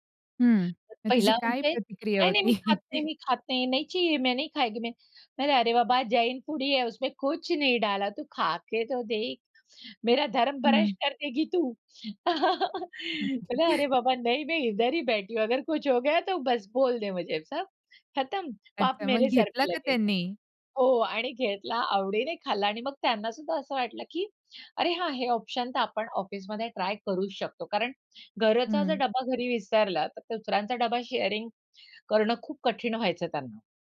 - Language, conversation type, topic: Marathi, podcast, प्रवासात भेटलेले मित्र दीर्घकाळ टिकणारे जिवलग मित्र कसे बनले?
- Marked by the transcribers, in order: other background noise; laughing while speaking: "होती?"; chuckle; in Hindi: "नहीं चाहिए, मैं नहीं खाएगी मैं"; in Hindi: "अरे बाबा, जैन फूड ही … कर देगी तू!"; put-on voice: "तू खाके तो देख!"; chuckle; in Hindi: "अरे बाबा नहीं, मैं इधर … सर पे लगेगा"; "घरचा" said as "गरचा"; in English: "शेअरिंग"